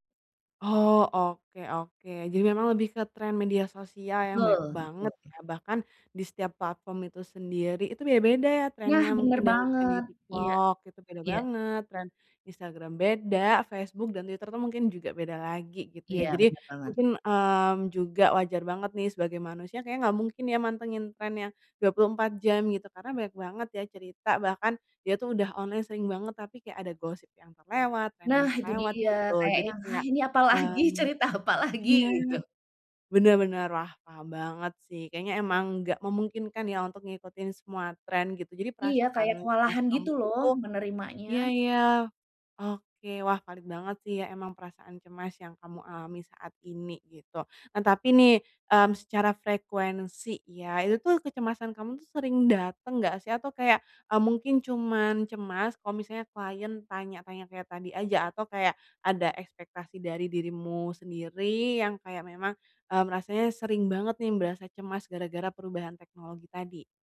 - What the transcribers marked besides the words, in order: laughing while speaking: "apalagi, cerita apalagi?"; other background noise
- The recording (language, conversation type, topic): Indonesian, advice, Bagaimana cara mengatasi kecemasan saat segala sesuatu berubah dengan cepat?